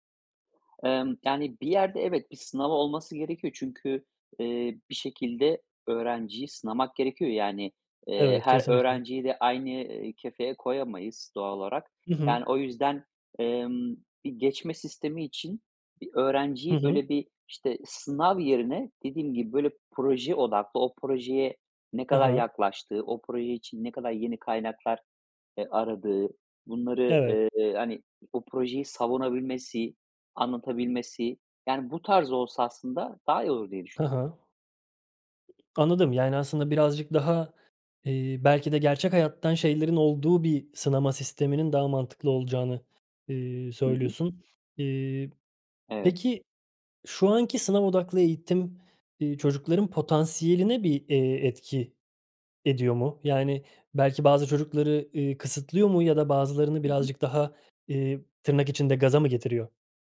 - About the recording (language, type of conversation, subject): Turkish, podcast, Sınav odaklı eğitim hakkında ne düşünüyorsun?
- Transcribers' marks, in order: other background noise; tapping